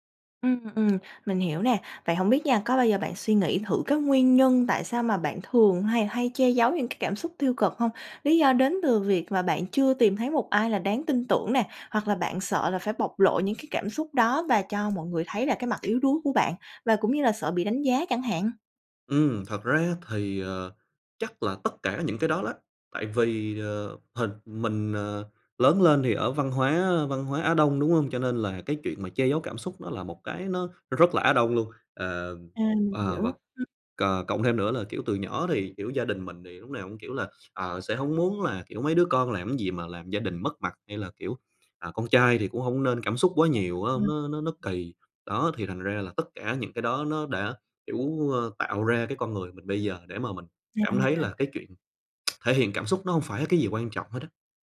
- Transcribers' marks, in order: tapping; other background noise; unintelligible speech; tsk
- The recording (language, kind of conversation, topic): Vietnamese, advice, Bạn cảm thấy áp lực phải luôn tỏ ra vui vẻ và che giấu cảm xúc tiêu cực trước người khác như thế nào?